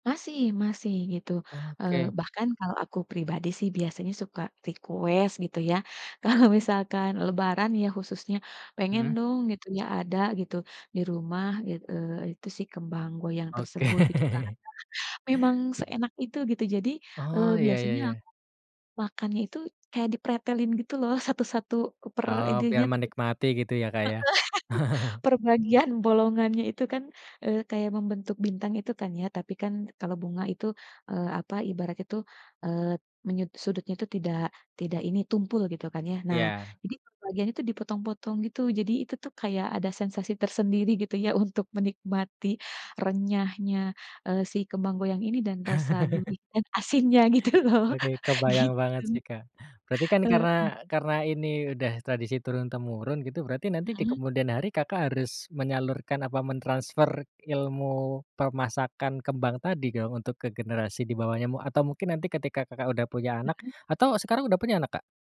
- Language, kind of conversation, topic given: Indonesian, podcast, Tradisi kuliner keluarga apa yang paling kamu tunggu-tunggu?
- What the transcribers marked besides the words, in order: in English: "request"; laughing while speaking: "Kalau"; laughing while speaking: "Oke"; chuckle; tapping; chuckle; chuckle; laughing while speaking: "asinnya, gitu loh, gitu"